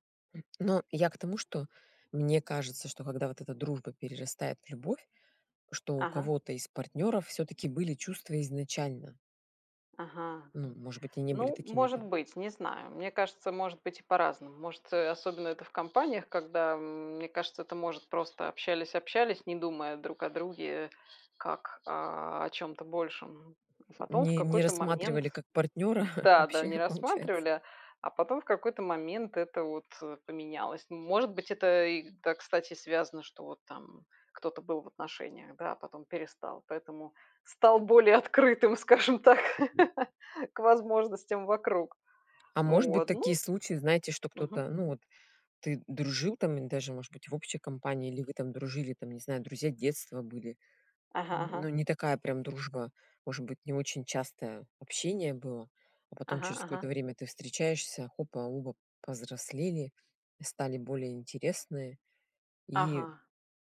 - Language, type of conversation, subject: Russian, unstructured, Как вы думаете, может ли дружба перерасти в любовь?
- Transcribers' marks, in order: other background noise; chuckle; laughing while speaking: "скажем так"; tapping